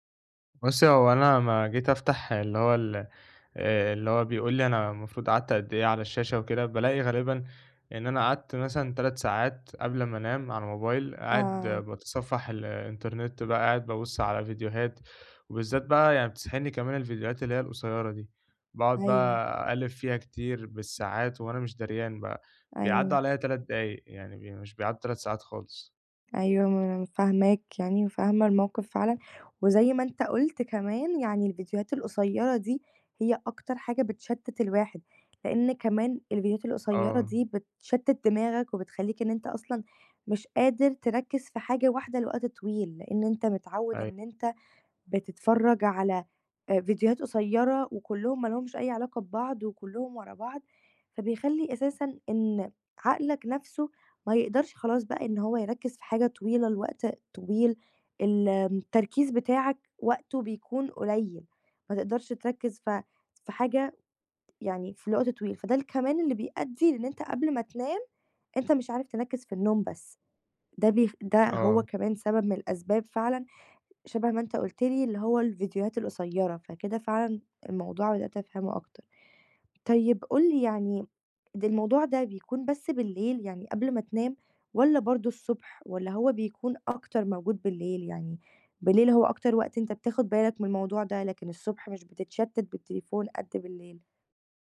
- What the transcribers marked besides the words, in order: tapping; background speech
- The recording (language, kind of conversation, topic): Arabic, advice, ازاي أقلل استخدام الموبايل قبل النوم عشان نومي يبقى أحسن؟